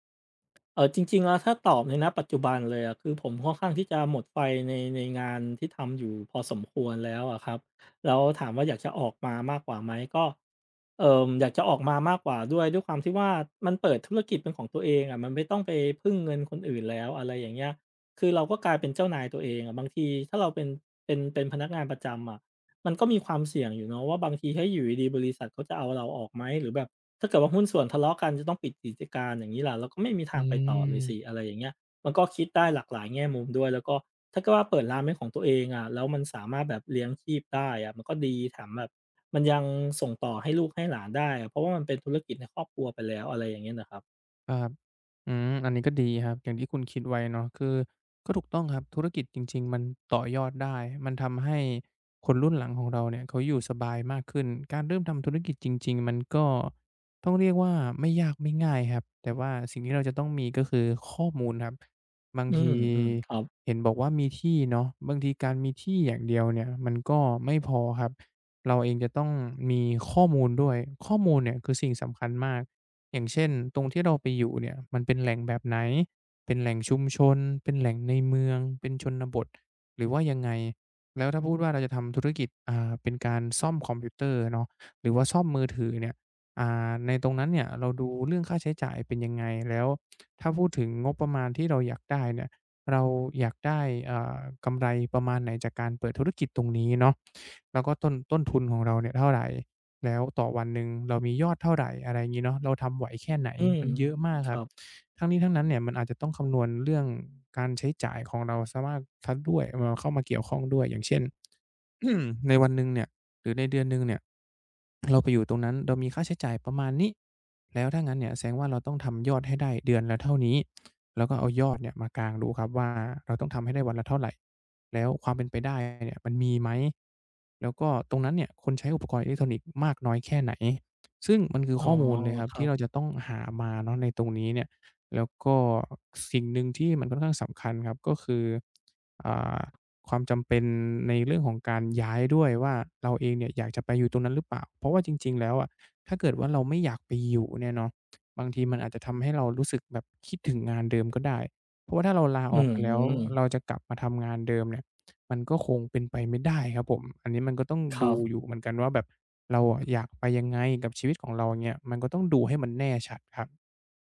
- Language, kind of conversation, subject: Thai, advice, คุณควรลาออกจากงานที่มั่นคงเพื่อเริ่มธุรกิจของตัวเองหรือไม่?
- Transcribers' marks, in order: other background noise; tapping; unintelligible speech; throat clearing